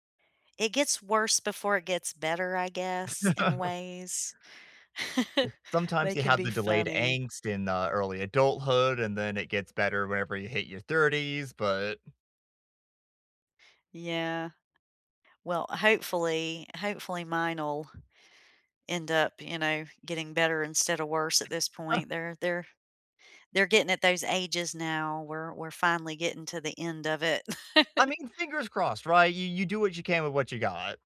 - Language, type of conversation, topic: English, unstructured, How do you balance honesty and kindness to build trust and closeness?
- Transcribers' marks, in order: chuckle; chuckle; chuckle; chuckle